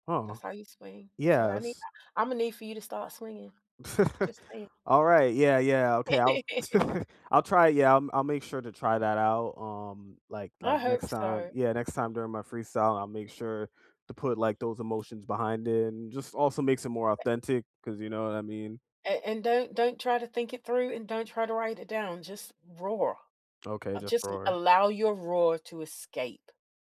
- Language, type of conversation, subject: English, unstructured, How do you usually cheer yourself up on a bad day?
- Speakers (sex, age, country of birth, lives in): female, 50-54, United States, United States; male, 25-29, United States, United States
- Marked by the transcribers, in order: chuckle; laugh; other background noise